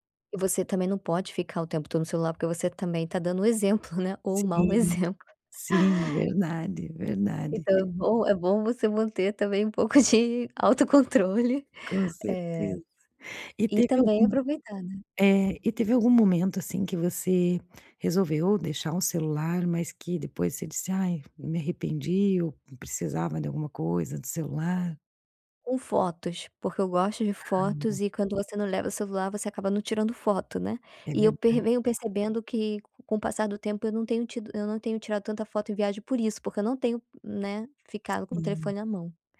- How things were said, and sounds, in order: tapping; laughing while speaking: "de autocontrole"; other background noise
- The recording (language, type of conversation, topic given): Portuguese, podcast, Como você faz detox digital quando precisa descansar?